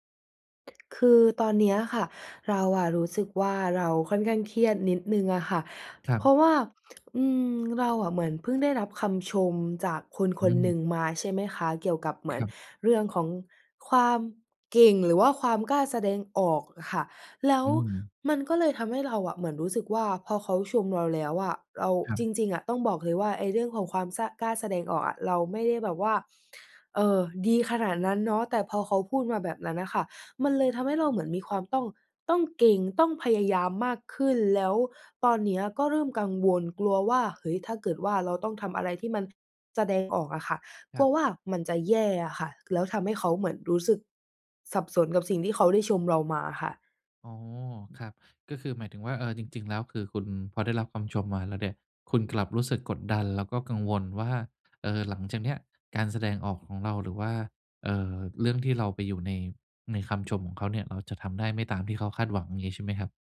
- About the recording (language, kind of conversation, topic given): Thai, advice, จะจัดการความวิตกกังวลหลังได้รับคำติชมอย่างไรดี?
- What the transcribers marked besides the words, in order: other background noise; tapping